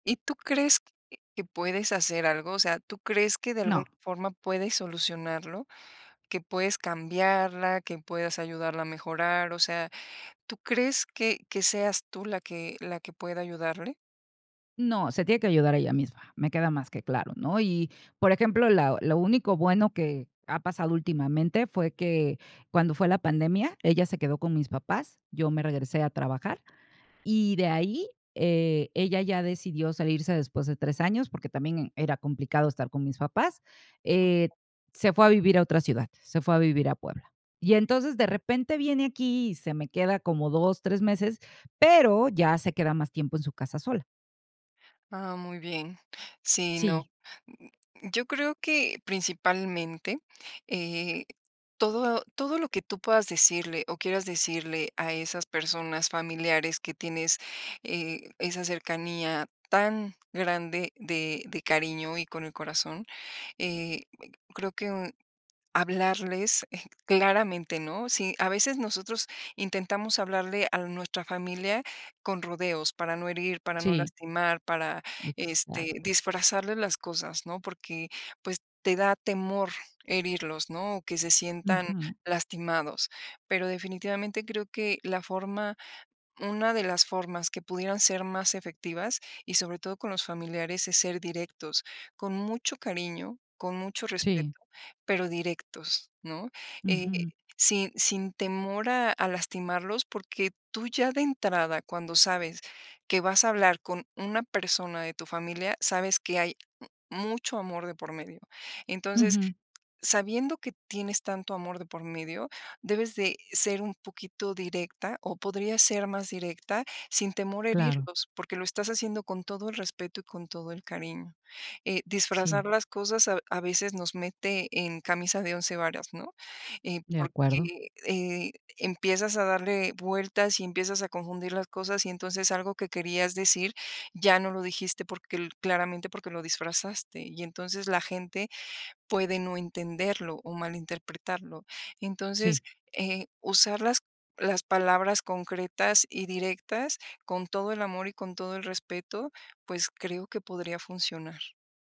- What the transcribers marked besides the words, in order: unintelligible speech; other noise; other background noise
- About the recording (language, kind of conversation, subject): Spanish, advice, ¿Cómo puedo establecer límites emocionales con mi familia o mi pareja?